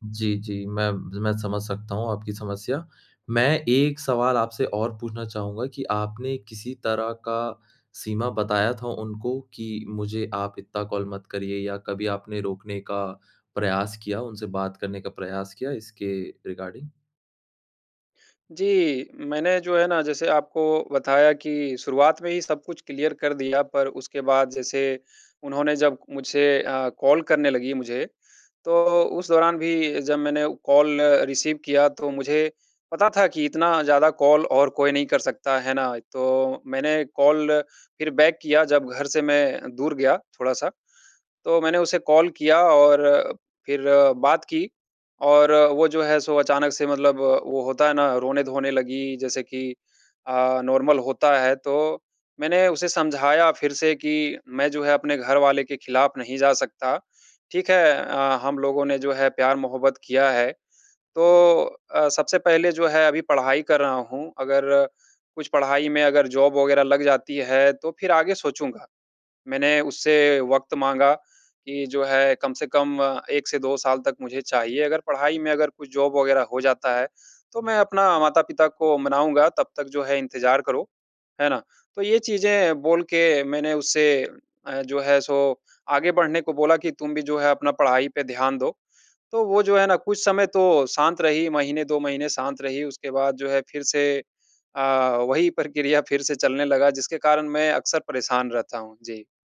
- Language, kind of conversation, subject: Hindi, advice, मेरा एक्स बार-बार संपर्क कर रहा है; मैं सीमाएँ कैसे तय करूँ?
- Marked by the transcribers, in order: in English: "रिगार्डिंग?"; in English: "क्लियर"; in English: "कॉल"; in English: "कॉल रिसीव"; in English: "कॉल"; in English: "कॉल"; in English: "बैक"; in English: "कॉल"; in English: "नॉर्मल"; in English: "जॉब"; in English: "जॉब"; in English: "सो"